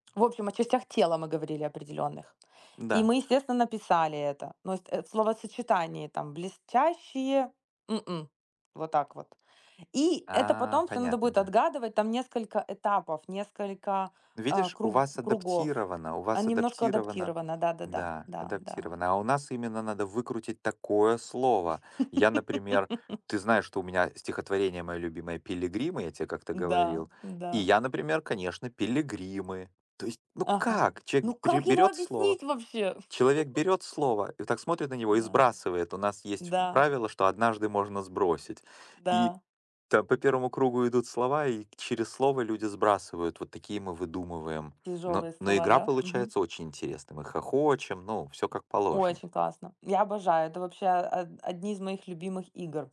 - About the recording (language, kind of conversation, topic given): Russian, unstructured, Какие мечты ты хочешь осуществить вместе с друзьями?
- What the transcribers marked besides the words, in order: laugh; laugh